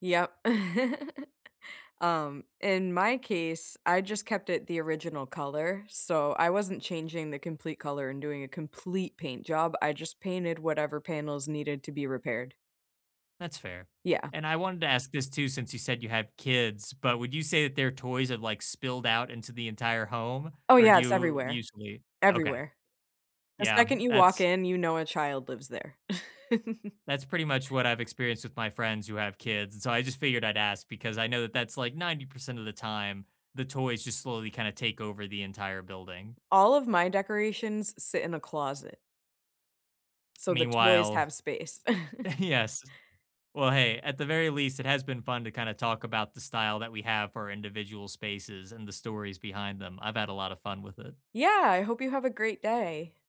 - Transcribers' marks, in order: chuckle; stressed: "complete"; chuckle; tapping; laughing while speaking: "Yes"; chuckle
- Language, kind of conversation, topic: English, unstructured, How do your style, spaces, and belongings tell your story?